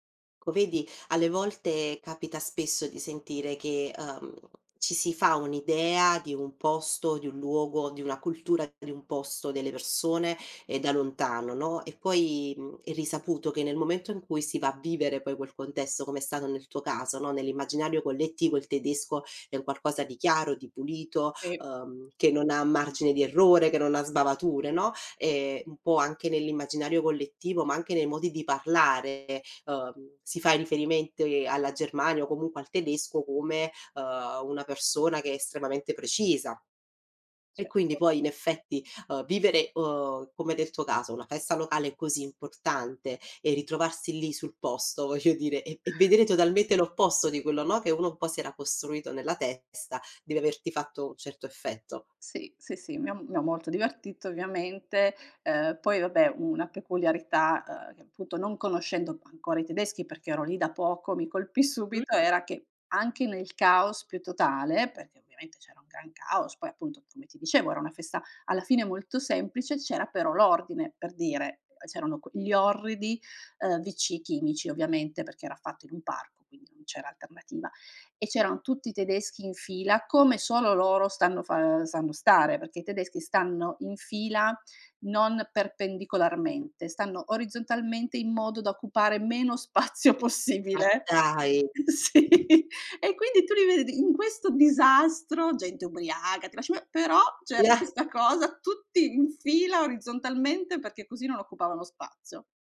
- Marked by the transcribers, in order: "riferimento" said as "riferimente"; laughing while speaking: "voglio dire"; laughing while speaking: "spazio possibile Sì"; laughing while speaking: "disastro"; unintelligible speech
- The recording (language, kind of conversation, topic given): Italian, podcast, Raccontami di una festa o di un festival locale a cui hai partecipato: che cos’era e com’è stata l’esperienza?